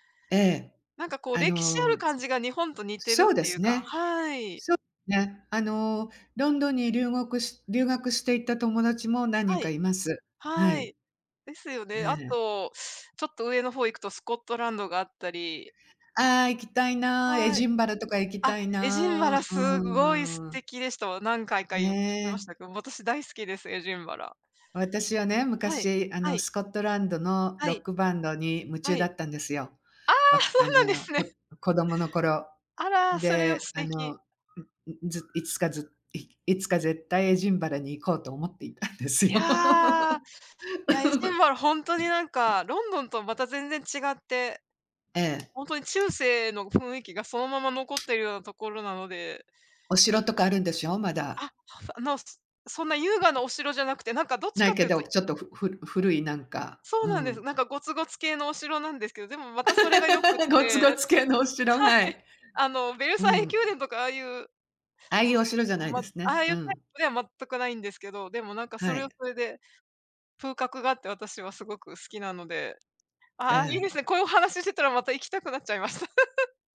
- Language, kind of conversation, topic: Japanese, unstructured, 懐かしい場所を訪れたとき、どんな気持ちになりますか？
- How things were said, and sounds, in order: other background noise; joyful: "ああ"; laughing while speaking: "そうなんですね"; laughing while speaking: "思っていたんですよ"; laugh; tapping; laugh; laughing while speaking: "ゴツゴツ系のお城、はい"; laughing while speaking: "はい"; laughing while speaking: "ベルサイユ宮殿"; laugh